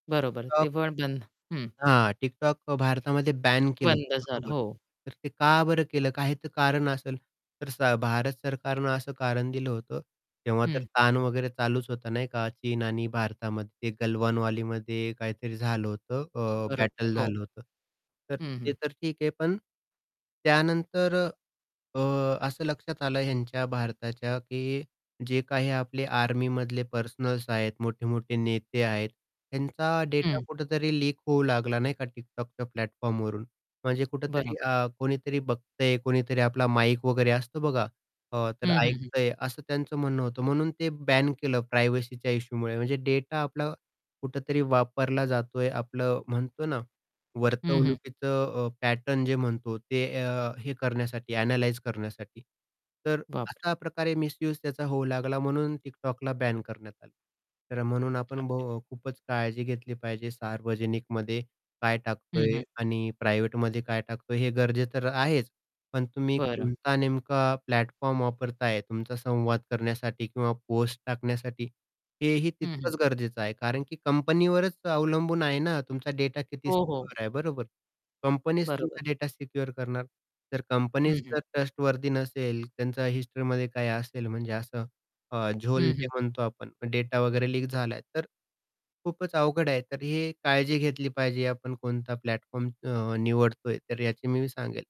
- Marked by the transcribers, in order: static; unintelligible speech; distorted speech; in English: "बॅटल"; in English: "प्रायव्हसीच्या"; in English: "पॅटर्न"; in English: "ॲनलाईज"; in English: "मिसयूज"; unintelligible speech; unintelligible speech; in English: "प्रायव्हेटमध्ये"; in English: "प्लॅटफॉर्म"; in English: "सिक्युअर"; in English: "सिक्युअर"; in English: "ट्रस्टवर्थी"; in English: "प्लॅटफॉर्म"
- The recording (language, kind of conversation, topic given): Marathi, podcast, तुम्ही एखादी खाजगी गोष्ट सार्वजनिक करावी की नाही, कसे ठरवता?